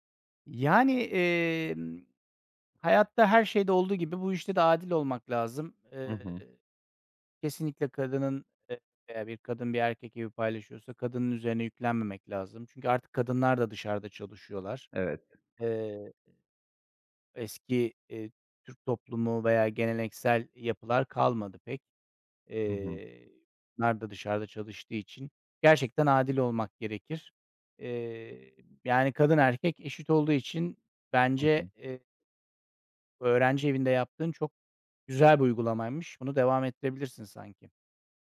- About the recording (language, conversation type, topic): Turkish, podcast, Ev işlerini adil paylaşmanın pratik yolları nelerdir?
- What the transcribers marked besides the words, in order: other background noise